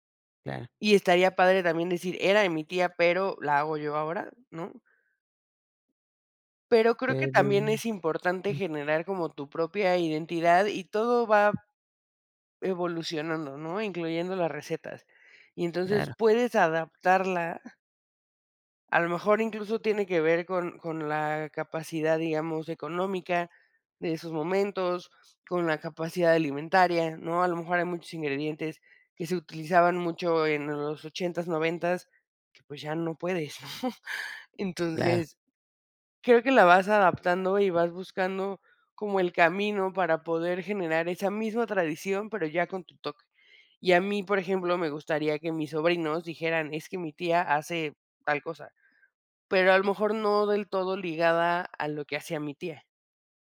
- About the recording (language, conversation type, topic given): Spanish, podcast, ¿Qué platillo te trae recuerdos de celebraciones pasadas?
- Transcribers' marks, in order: chuckle